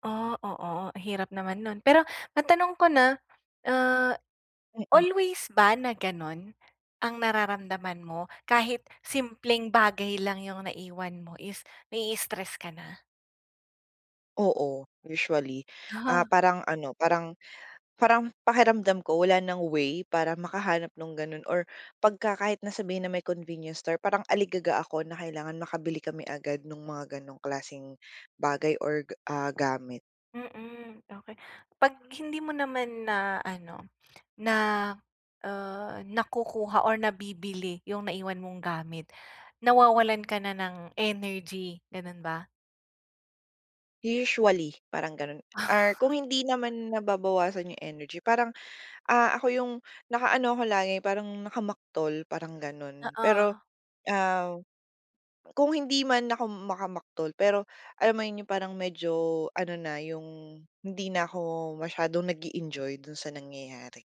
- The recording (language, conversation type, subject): Filipino, advice, Paano ko mapapanatili ang pag-aalaga sa sarili at mababawasan ang stress habang naglalakbay?
- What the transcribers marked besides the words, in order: tapping; other background noise